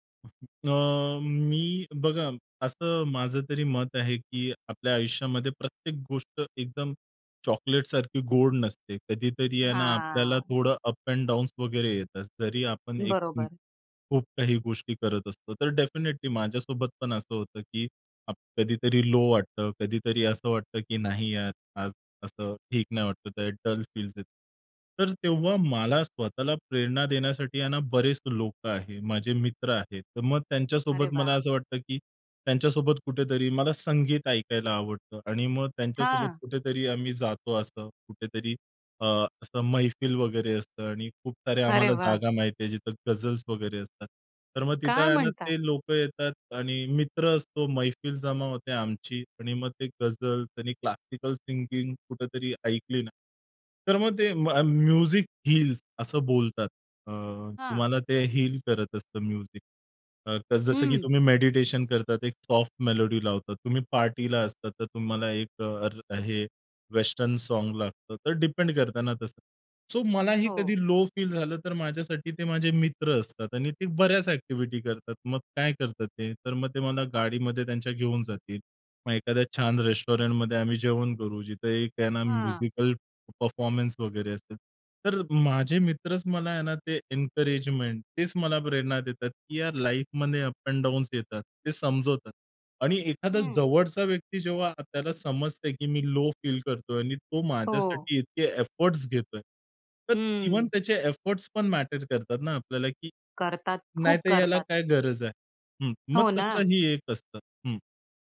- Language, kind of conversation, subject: Marathi, podcast, प्रेरणा तुम्हाला मुख्यतः कुठून मिळते, सोप्या शब्दात सांगा?
- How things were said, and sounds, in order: in English: "थोडं अप एंड डाउन्स"; in English: "डेफिनेटली"; in English: "लो"; in English: "डल फील्स"; in Hindi: "मेहफ़िल"; surprised: "काय म्हणता?!"; in English: "मैफिल"; in English: "क्लासिकल सिंगिंग"; in English: "म्यूझिक हील्स"; in English: "हील"; in English: "म्यूझिक"; in English: "सॉफ्ट मेलोडी"; in English: "वेस्टर्न सॉन्ग"; in English: "डिपेंड"; in English: "सो"; in English: "लो फील"; in English: "एक्टिव्हिटी"; in English: "म्युजिकल परफॉर्मन्स"; in English: "एन्करेजमेंट"; in English: "लाईफमध्ये अप एंड डाउन्स"; in English: "लो फील"; in English: "एफोर्ट्स"; in English: "इव्हन"; in English: "एफोर्ट्स"; in English: "मॅटर"